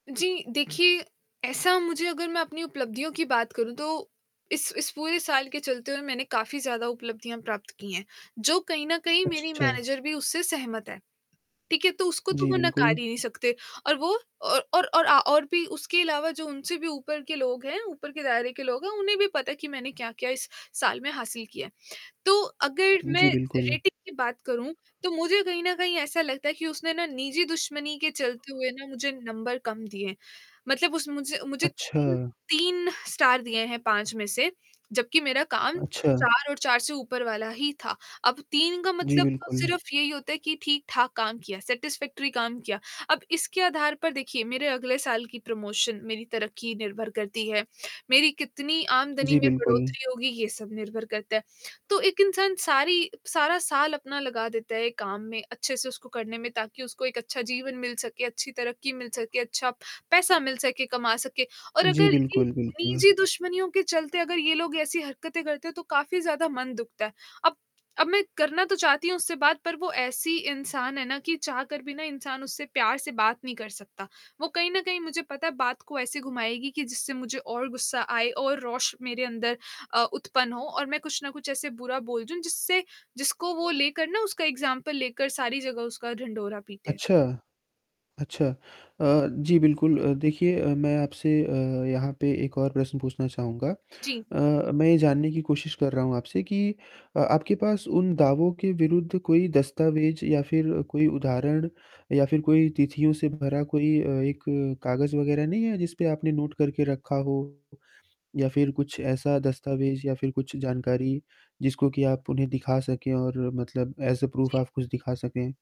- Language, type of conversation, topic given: Hindi, advice, आप अपनी प्रदर्शन समीक्षा के किन बिंदुओं से असहमत हैं?
- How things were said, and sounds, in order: other noise; distorted speech; other background noise; in English: "मैनेजर"; in English: "रेटिंग"; in English: "नंबर"; in English: "स्टार"; in English: "सैटिस्फैक्टरी"; in English: "प्रमोशन"; in English: "एग्ज़ाम्पल"; in English: "नोट"; in English: "एस अ प्रूफ"